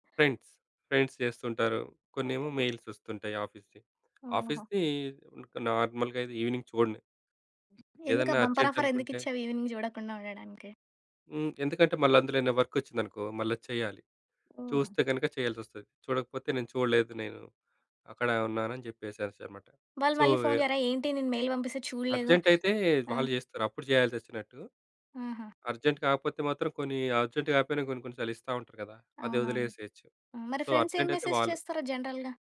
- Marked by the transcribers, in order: in English: "ఫ్రెండ్స్. ఫ్రెండ్స్"; in English: "మెయిల్స్"; in English: "ఆఫీస్‌వి"; tapping; other background noise; in English: "నార్మల్‌గా"; in English: "ఈవెనింగ్"; in English: "బంపర్ ఆఫర్"; in English: "అర్జెంట్"; in English: "ఈవెనింగ్"; in English: "వర్క్"; in English: "సో"; in English: "మెయిల్"; in English: "అర్జెంట్"; in English: "అర్జెంట్"; in English: "ఫ్రెండ్స్"; in English: "సో"; in English: "మెసేజ్"; in English: "జనరల్‌గా?"
- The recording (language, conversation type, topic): Telugu, podcast, డిజిటల్ డివైడ్‌ను ఎలా తగ్గించాలి?